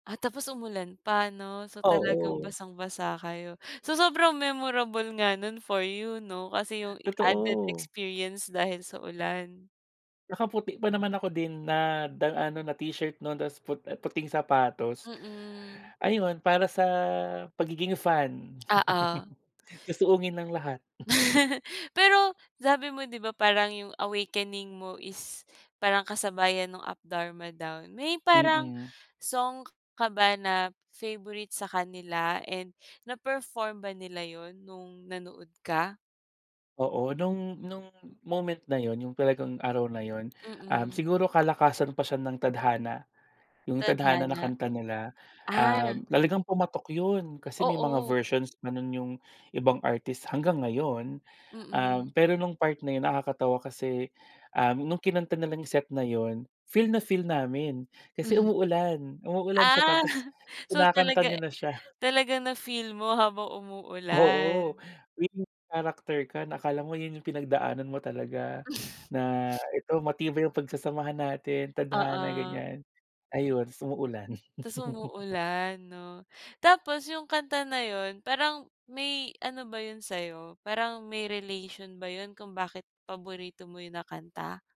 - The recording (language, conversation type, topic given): Filipino, podcast, Ano ang pinakatumatak mong karanasan sa konsiyerto o tugtugan?
- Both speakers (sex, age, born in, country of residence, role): female, 25-29, Philippines, Philippines, host; male, 30-34, Philippines, Philippines, guest
- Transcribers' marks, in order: other background noise; tapping; laugh; chuckle; chuckle; other noise; snort; laugh